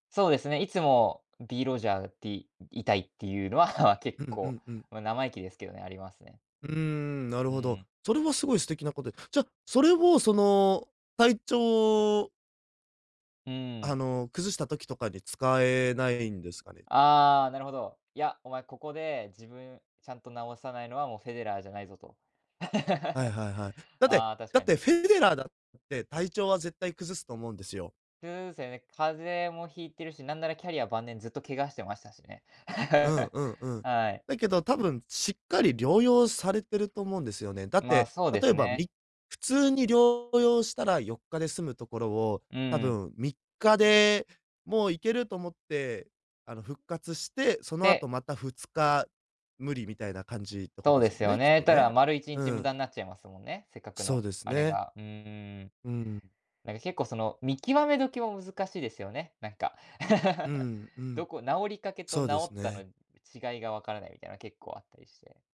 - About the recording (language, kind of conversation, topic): Japanese, advice, 病気やけがの影響で元の習慣に戻れないのではないかと不安を感じていますか？
- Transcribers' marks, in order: in English: "ビーロジャー"; laughing while speaking: "のは"; laugh; laugh; other background noise; laugh